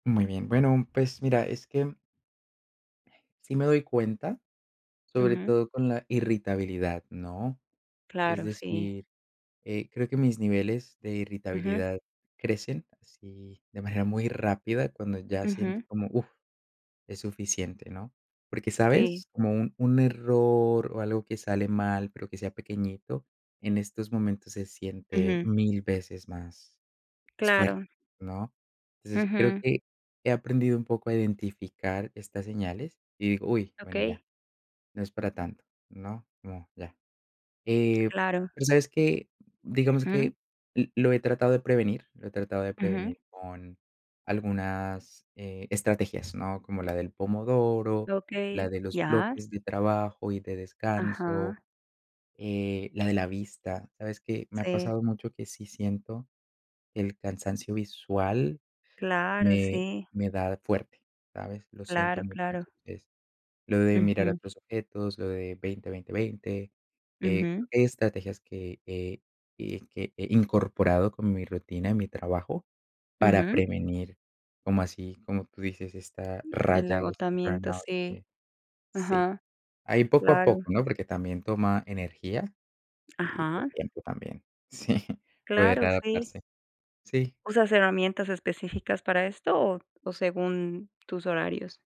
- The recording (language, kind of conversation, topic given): Spanish, podcast, ¿Cómo equilibras el trabajo y la vida personal cuando trabajas desde casa?
- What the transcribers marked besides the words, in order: other noise; chuckle